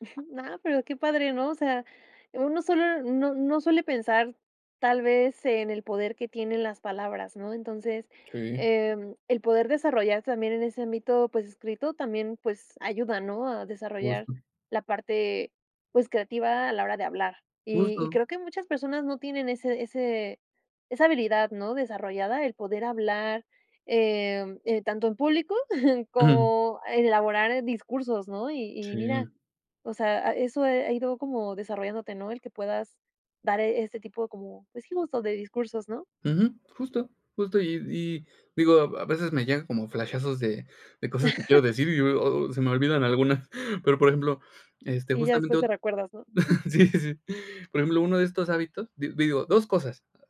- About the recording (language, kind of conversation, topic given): Spanish, podcast, ¿Qué hábitos te ayudan a mantener la creatividad día a día?
- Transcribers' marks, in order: chuckle; chuckle; chuckle; chuckle; chuckle